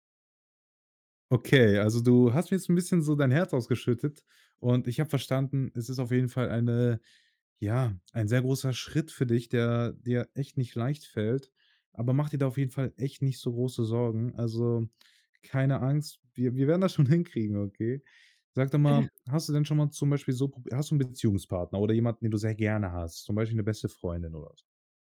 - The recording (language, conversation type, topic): German, advice, Wie kann ich Small Talk überwinden und ein echtes Gespräch beginnen?
- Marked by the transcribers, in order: giggle